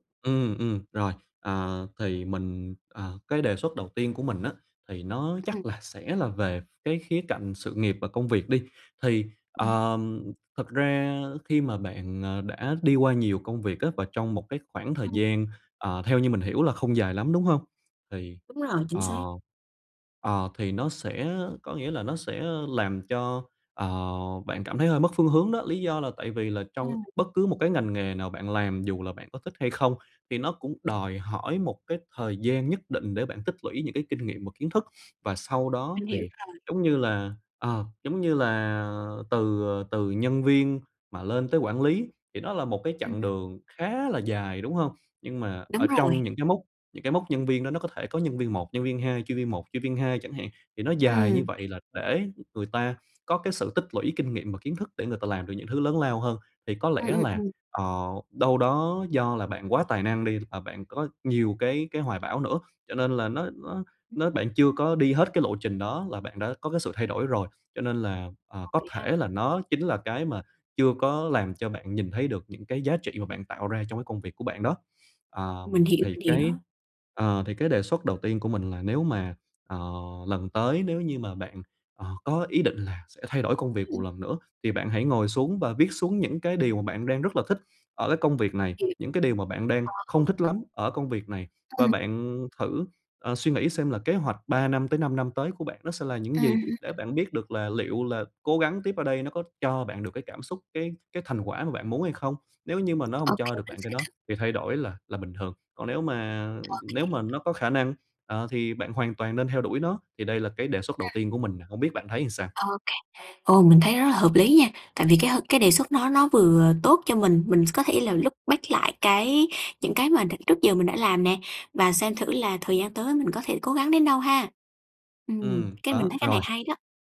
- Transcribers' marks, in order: other background noise; tapping; unintelligible speech; unintelligible speech; horn; unintelligible speech; in English: "look back"
- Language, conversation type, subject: Vietnamese, advice, Tại sao tôi đã đạt được thành công nhưng vẫn cảm thấy trống rỗng và mất phương hướng?